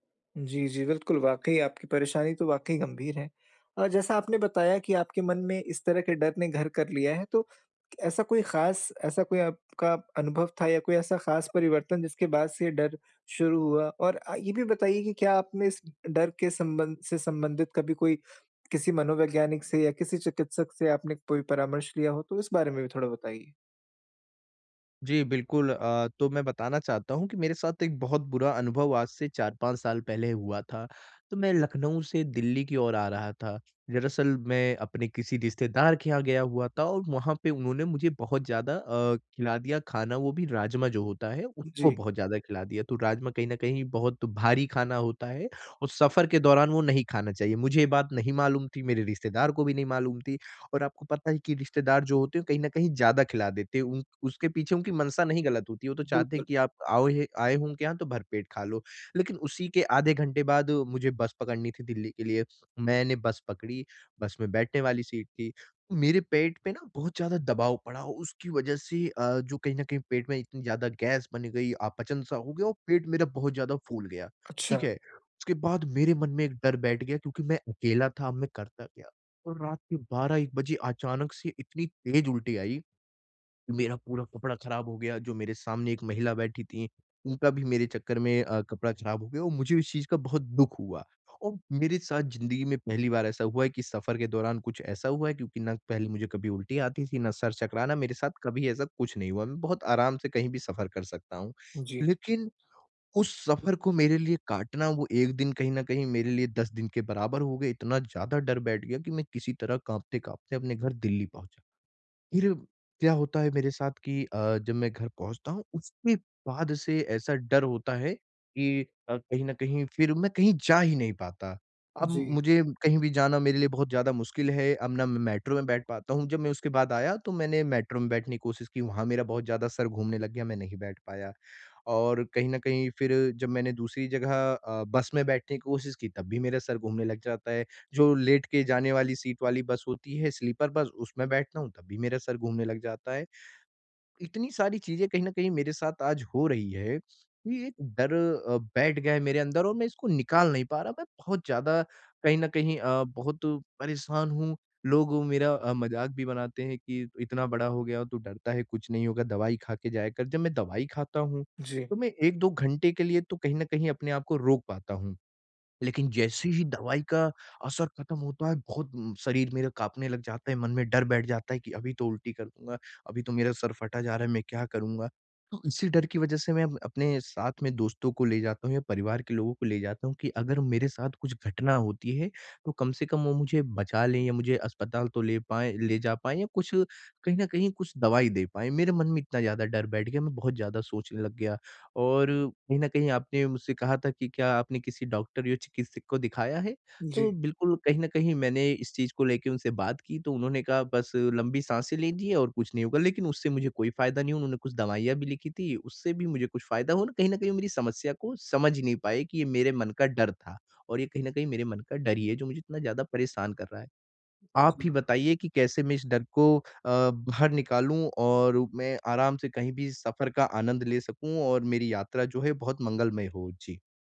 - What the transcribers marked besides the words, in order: in English: "स्लीपर"
- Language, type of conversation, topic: Hindi, advice, यात्रा के दौरान मैं अपनी सुरक्षा और स्वास्थ्य कैसे सुनिश्चित करूँ?